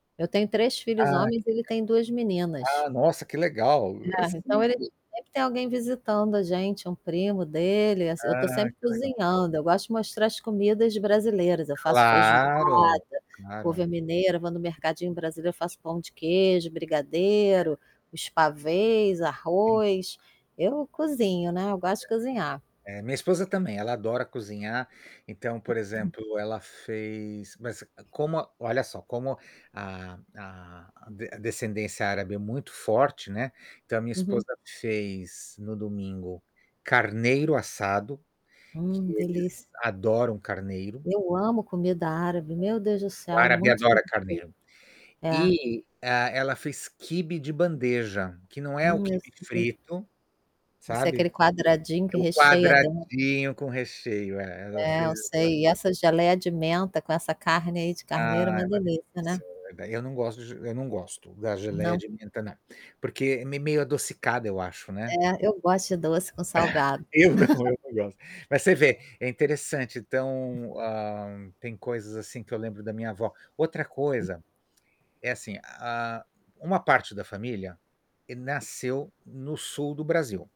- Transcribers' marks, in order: static; distorted speech; tapping; unintelligible speech; unintelligible speech; unintelligible speech; chuckle; laugh
- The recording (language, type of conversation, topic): Portuguese, unstructured, Como a comida pode contar histórias de famílias e tradições?